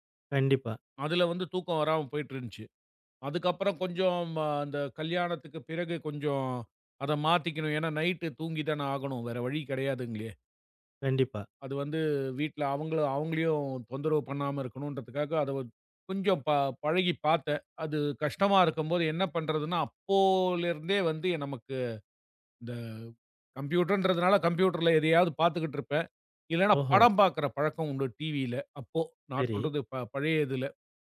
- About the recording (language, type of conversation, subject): Tamil, podcast, இரவில் தூக்கம் வராமல் இருந்தால் நீங்கள் என்ன செய்கிறீர்கள்?
- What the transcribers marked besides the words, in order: in English: "நைட்டு"; in English: "கம்ப்யூட்டர்ன்றதுனால, கம்ப்யூட்டர்ல"